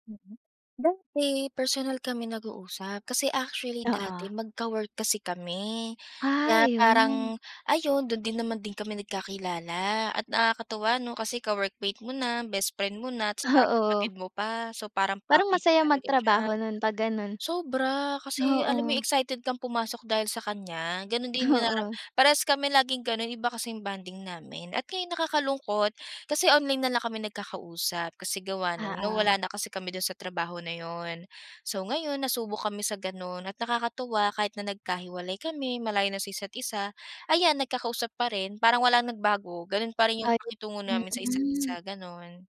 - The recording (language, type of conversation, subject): Filipino, podcast, Paano mo mabubuo at mapatatatag ang isang matibay na pagkakaibigan?
- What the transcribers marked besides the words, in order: other background noise; laughing while speaking: "Oo"; tapping